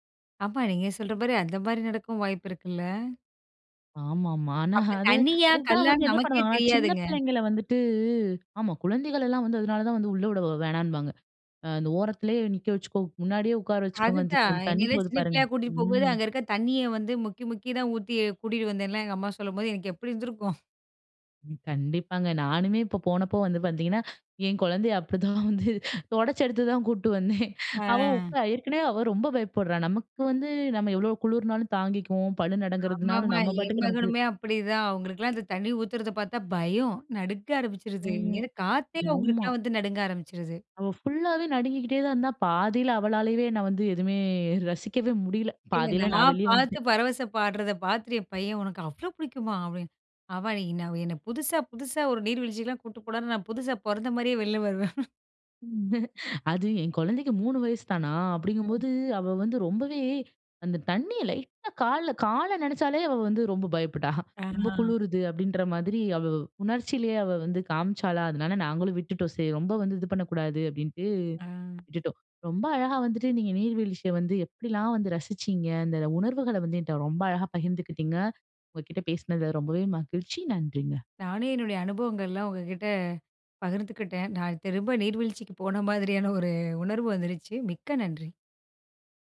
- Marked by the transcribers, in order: unintelligible speech; laughing while speaking: "அப்பிடி தான் வந்து துடச்சு எடுத்து தான் கூட்டு வந்தேன்"; in English: "ஃபுல்லாவே"; joyful: "நான் பார்த்து பரவச பாடுறத பார்த்துட்டு … பொறந்தமாரியே வெளில வருவேன்"; laugh
- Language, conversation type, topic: Tamil, podcast, நீர்வீழ்ச்சியை நேரில் பார்த்தபின் உங்களுக்கு என்ன உணர்வு ஏற்பட்டது?